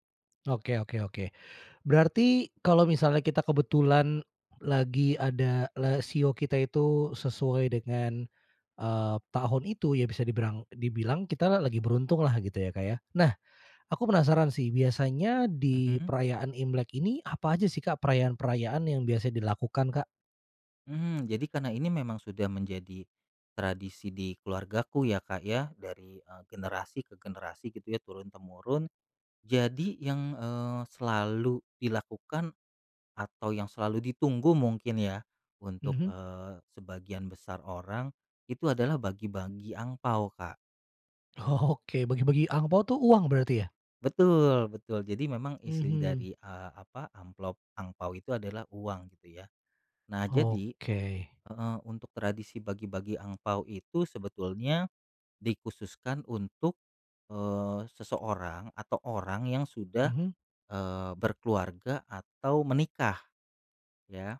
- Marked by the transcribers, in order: laughing while speaking: "Oke"
- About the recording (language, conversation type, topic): Indonesian, podcast, Ceritakan tradisi keluarga apa yang diwariskan dari generasi ke generasi dalam keluargamu?